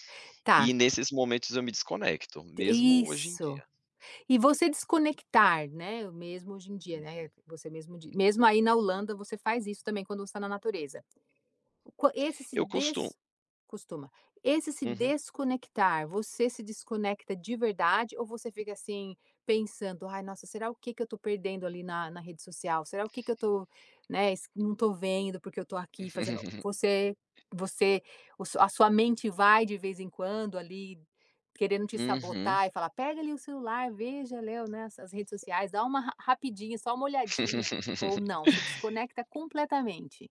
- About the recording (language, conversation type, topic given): Portuguese, podcast, Como se desligar do celular por um tempo enquanto está na natureza?
- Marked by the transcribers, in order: chuckle; tapping; other background noise; laugh